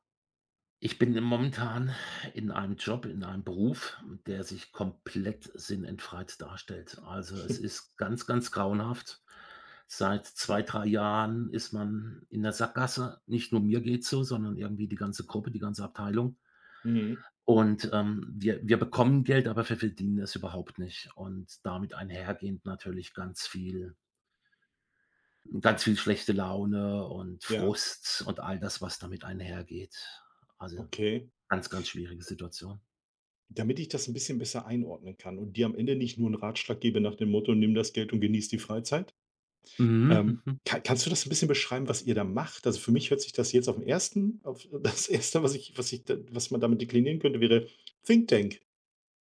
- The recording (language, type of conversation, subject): German, advice, Warum fühlt sich mein Job trotz guter Bezahlung sinnlos an?
- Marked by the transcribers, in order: exhale; snort; laughing while speaking: "das Erste"